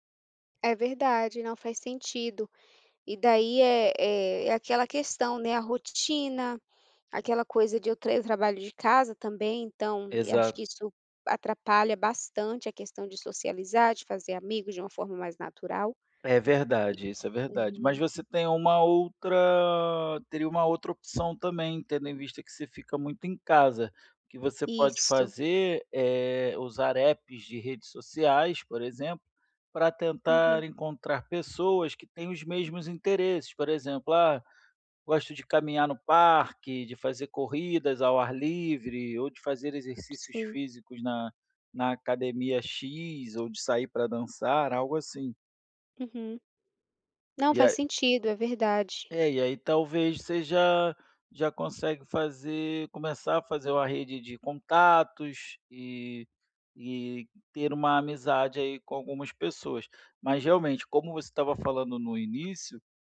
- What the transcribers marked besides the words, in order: tapping
- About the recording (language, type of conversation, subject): Portuguese, advice, Como posso fazer amigos depois de me mudar para cá?